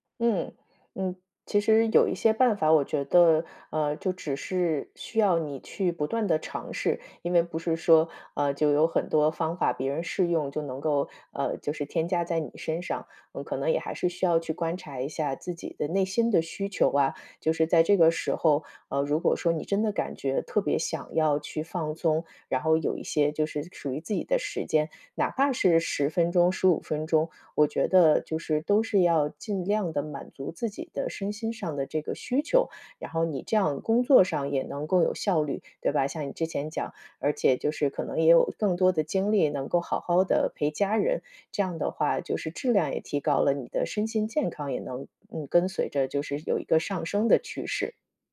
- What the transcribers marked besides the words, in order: none
- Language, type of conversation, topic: Chinese, advice, 为什么我周末总是放不下工作，无法真正放松？